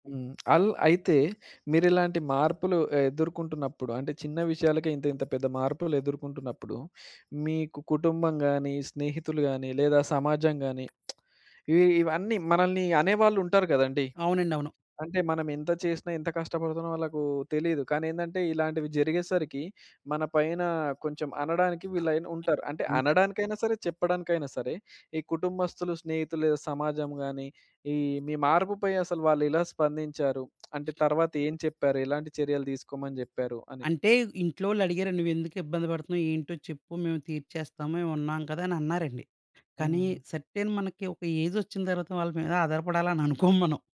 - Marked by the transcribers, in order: tapping; lip smack; other background noise; lip smack; in English: "సర్టెన్"; laughing while speaking: "అనుకోం మనం"
- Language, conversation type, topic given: Telugu, podcast, ఒక చిన్న చర్య వల్ల మీ జీవితంలో పెద్ద మార్పు తీసుకొచ్చిన సంఘటన ఏదైనా ఉందా?